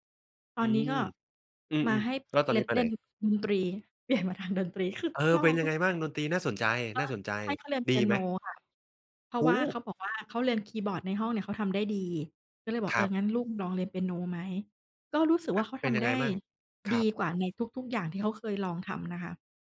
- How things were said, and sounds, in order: laughing while speaking: "เปลี่ยน"; other noise; tapping
- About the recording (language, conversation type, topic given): Thai, podcast, ควรทำอย่างไรเมื่อลูกอยากประกอบอาชีพที่พ่อแม่ไม่เห็นด้วย?